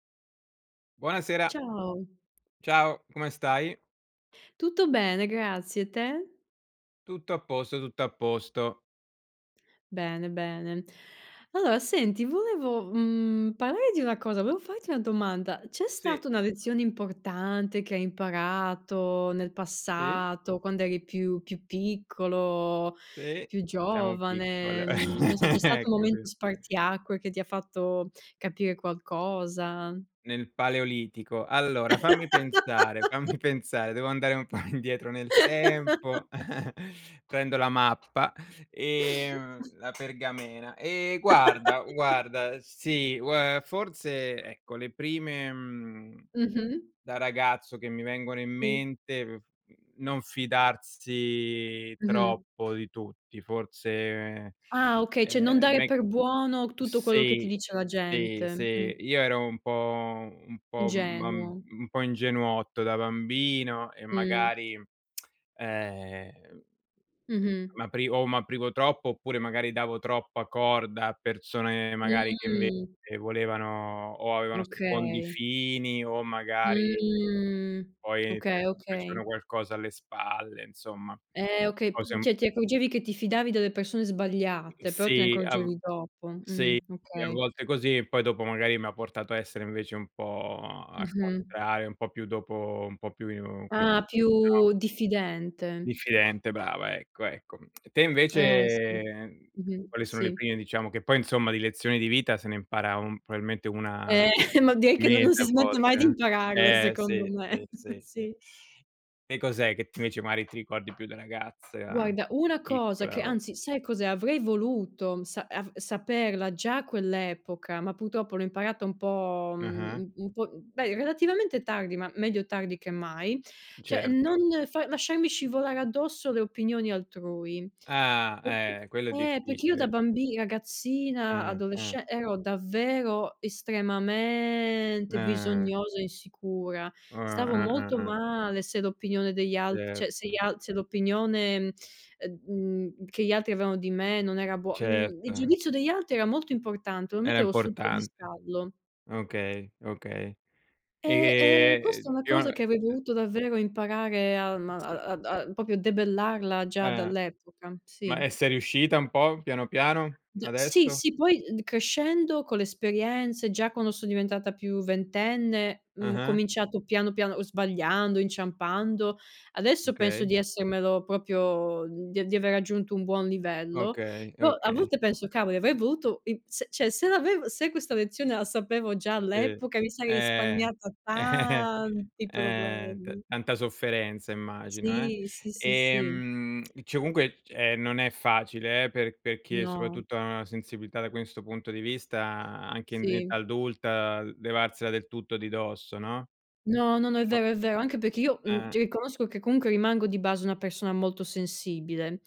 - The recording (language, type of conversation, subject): Italian, unstructured, Qual è stata una lezione importante che hai imparato da giovane?
- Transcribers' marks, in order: scoff; laugh; chuckle; laugh; laughing while speaking: "po'"; sniff; other background noise; chuckle; chuckle; tapping; tongue click; drawn out: "Mh"; "cioè" said as "ceh"; tongue click; chuckle; chuckle; "purtroppo" said as "pultroppo"; drawn out: "estremamente"; "proprio" said as "popio"; "Okay" said as "kay"; "proprio" said as "propio"; "cioè" said as "ceh"; laughing while speaking: "Eh"; drawn out: "tanti"; tongue click; "cioè" said as "ceh"; "cioè" said as "ceh"